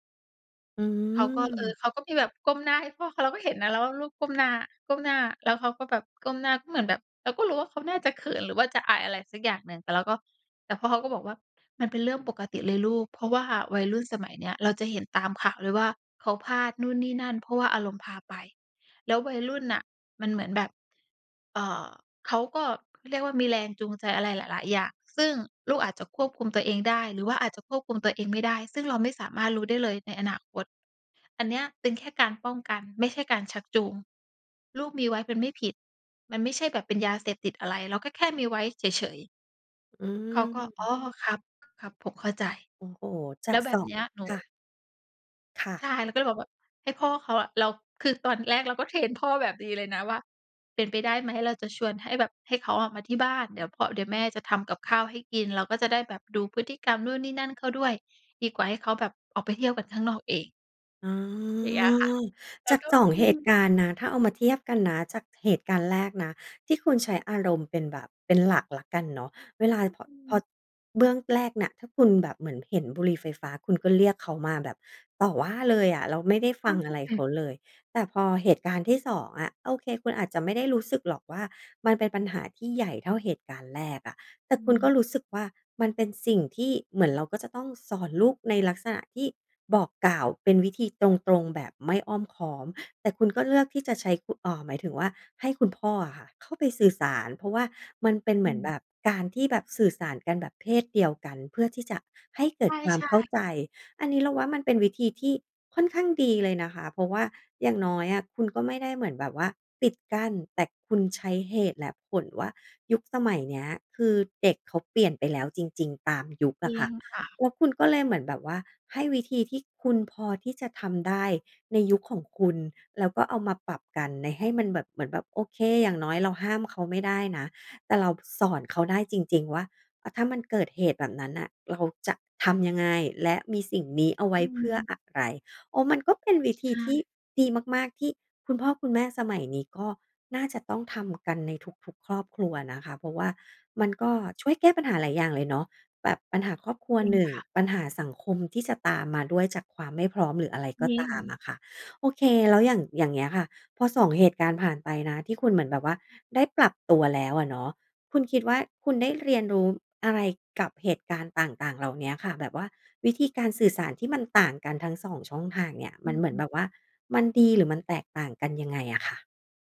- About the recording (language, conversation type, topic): Thai, podcast, เล่าเรื่องวิธีสื่อสารกับลูกเวลามีปัญหาได้ไหม?
- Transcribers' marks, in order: tapping; other background noise